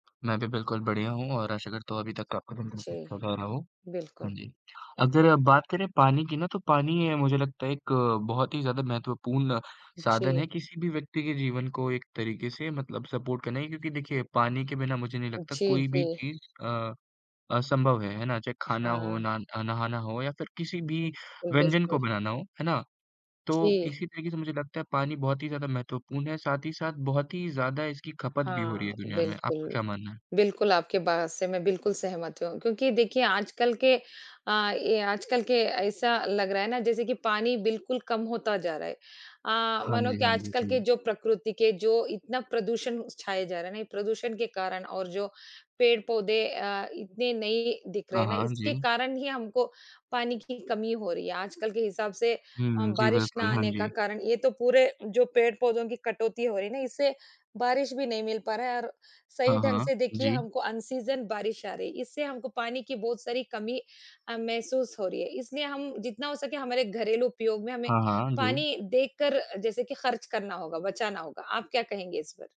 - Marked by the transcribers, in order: in English: "सपोर्ट"; other noise; other background noise; in English: "सीजन"
- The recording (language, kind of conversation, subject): Hindi, unstructured, आप रोज़ाना पानी की बचत कैसे करते हैं?
- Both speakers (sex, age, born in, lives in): female, 40-44, India, India; male, 18-19, India, India